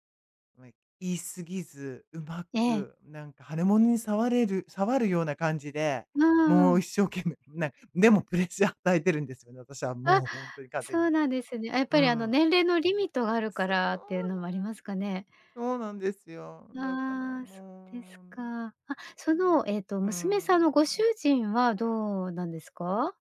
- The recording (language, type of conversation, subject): Japanese, advice, 家族や友人から子どもを持つようにプレッシャーを受けていますか？
- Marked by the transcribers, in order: laughing while speaking: "一生懸命な でもプレッシャー … んとに完全に"